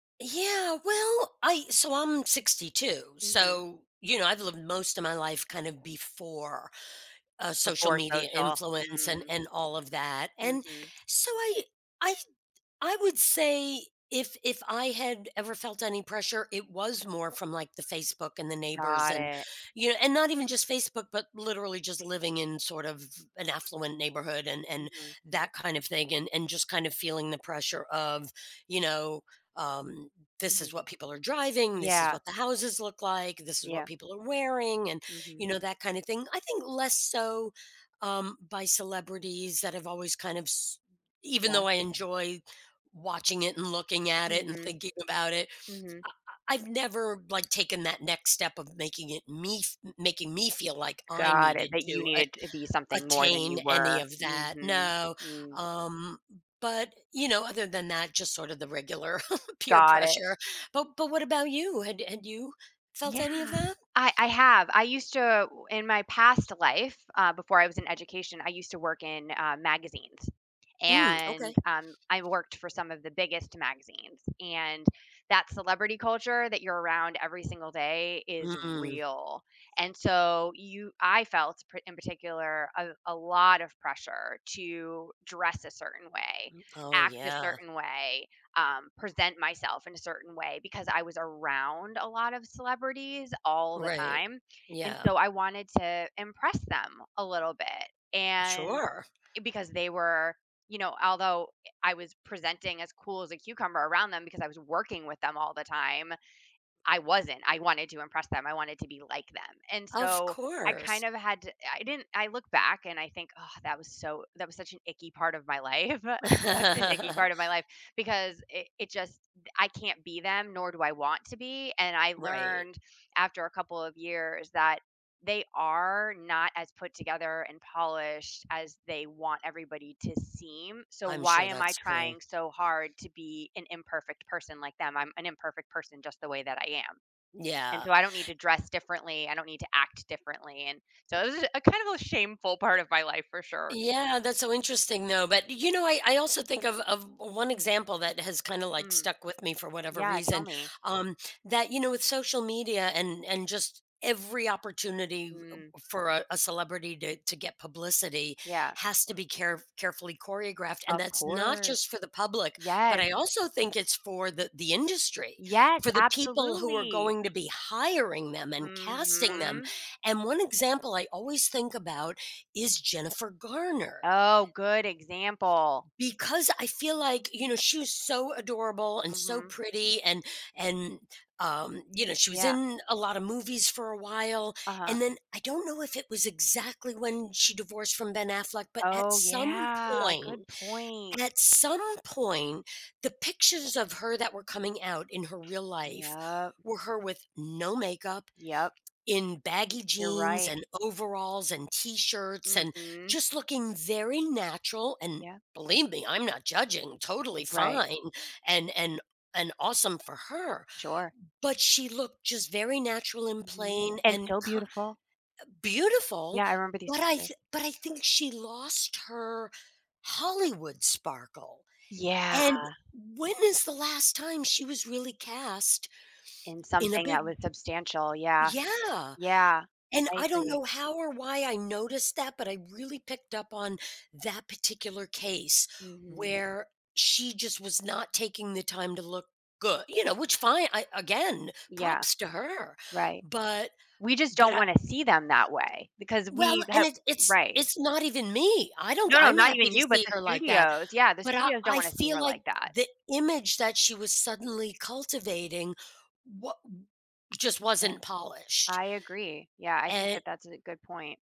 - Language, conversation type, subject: English, unstructured, What do you think about celebrity culture and fame?
- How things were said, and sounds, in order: tapping; other background noise; drawn out: "Got"; chuckle; laughing while speaking: "life"; laugh; drawn out: "yeah"